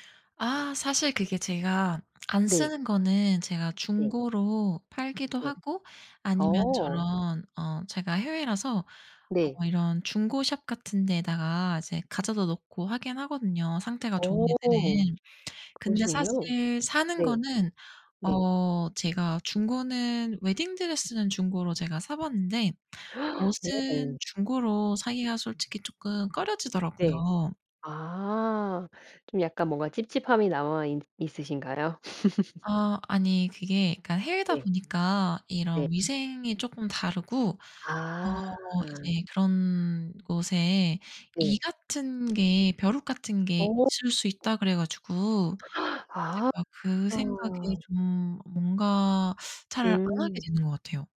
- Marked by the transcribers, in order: other background noise; tapping; gasp; laugh; gasp
- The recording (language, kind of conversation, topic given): Korean, podcast, 일상에서 실천하는 친환경 습관이 무엇인가요?